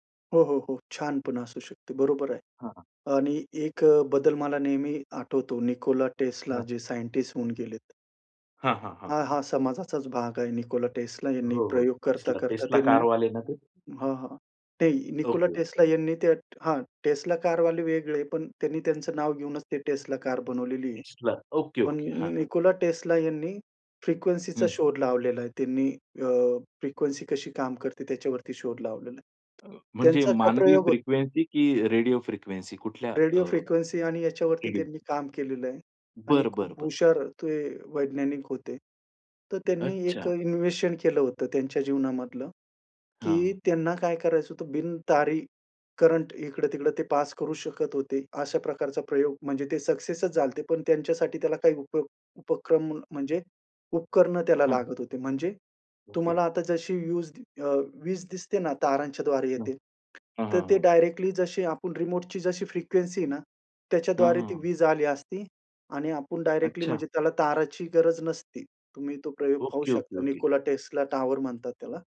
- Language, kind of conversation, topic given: Marathi, podcast, मागे जाऊन बदलता आलं असतं तर काय बदललं असतं?
- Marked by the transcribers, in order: tapping; other background noise; in English: "इन्व्हेशन"